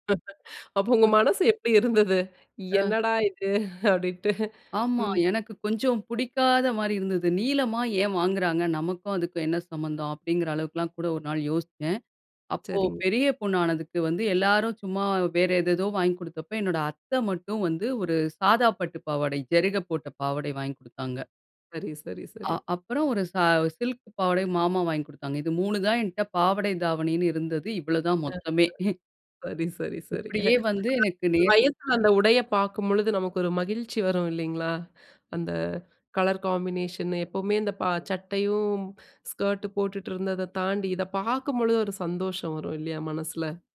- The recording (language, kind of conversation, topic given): Tamil, podcast, வயது அதிகரிக்கத் தொடங்கியபோது உங்கள் உடைத் தேர்வுகள் எப்படி மாறின?
- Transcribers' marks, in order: laugh; laughing while speaking: "என்னடா இது அப்பிடின்ட்டு"; other noise; chuckle; unintelligible speech; chuckle; in English: "காம்பினேஷன்"